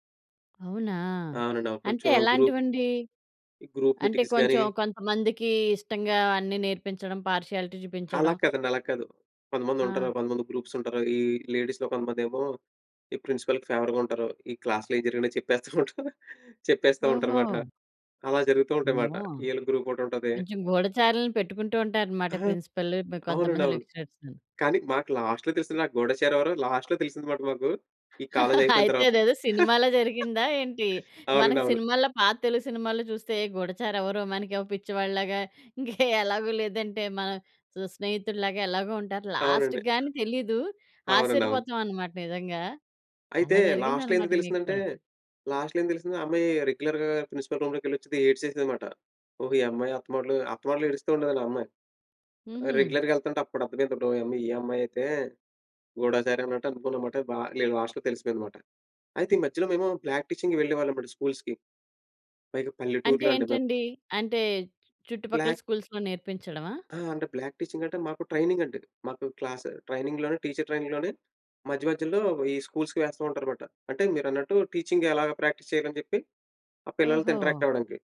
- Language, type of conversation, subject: Telugu, podcast, పాఠశాల రోజుల్లో మీకు ఇప్పటికీ ఆనందంగా గుర్తుండిపోయే ఒక నేర్చుకున్న అనుభవాన్ని చెప్పగలరా?
- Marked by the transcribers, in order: in English: "గ్రూప్"; in English: "గ్రూప్ మీటింగ్స్"; in English: "పార్షియాలిటీ"; in English: "లేడీస్‌లో"; in English: "ప్రిన్సిపల్‌కి ఫేవర్‌గా"; in English: "క్లాస్‌లో"; laughing while speaking: "చెప్పేస్తూ ఉంటారు"; in English: "ప్రిన్సిపల్"; in English: "లెక్చరర్స్‌ని"; in English: "లాస్ట్‌లో"; in English: "లాస్ట్‌లో"; chuckle; laughing while speaking: "అయితే అదేదో సినిమాలో జరిగిందా ఏంటి?"; laugh; laughing while speaking: "ఇంక ఎలాగో"; in English: "లాస్ట్‌కి"; other background noise; in English: "లాస్ట్‌లో"; in English: "లాస్ట్‌లో"; in English: "రెగ్యులర్‌గా ప్రిన్సిపల్"; in English: "రెగ్యులర్‌గా"; in English: "లాస్ట్‌లో"; in English: "ప్రాక్టీసింగ్‌కి"; in English: "స్కూల్స్‌కి"; in English: "స్కూల్స్‌లో"; in English: "బ్లాక్"; in English: "బ్లాక్"; in English: "ట్రైనింగ్‌లోనే"; in English: "ట్రైనింగ్‌లోనే"; in English: "స్కూల్స్‌కి"; in English: "టీచింగ్"; in English: "ప్రాక్టీస్"